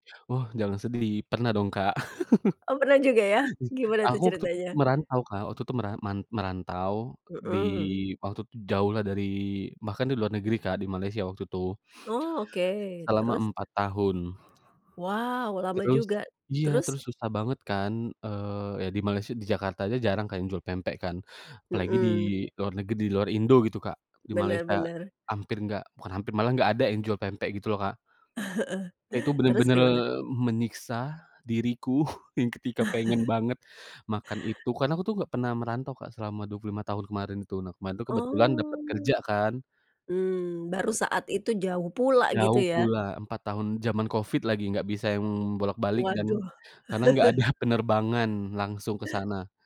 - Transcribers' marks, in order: other background noise; chuckle; laughing while speaking: "Heeh"; chuckle; chuckle; laughing while speaking: "ada"
- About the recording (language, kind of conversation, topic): Indonesian, podcast, Apakah ada makanan khas keluarga yang selalu hadir saat ada acara penting?